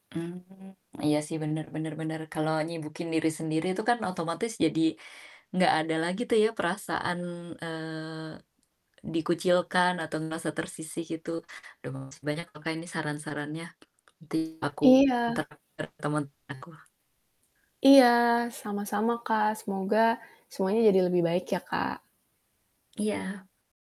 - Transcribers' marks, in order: distorted speech; static
- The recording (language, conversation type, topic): Indonesian, advice, Mengapa kamu merasa tersisih dalam kelompok teman dekatmu?